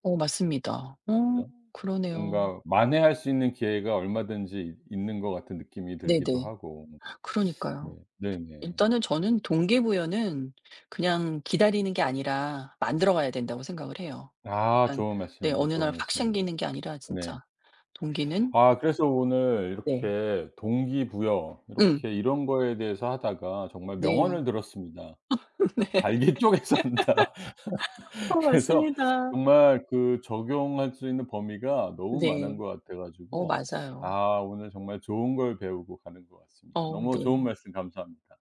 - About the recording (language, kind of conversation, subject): Korean, podcast, 꾸준히 계속하게 만드는 동기는 무엇인가요?
- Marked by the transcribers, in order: other background noise; tapping; laugh; laughing while speaking: "잘게 쪼개 산다"; laughing while speaking: "네"; laugh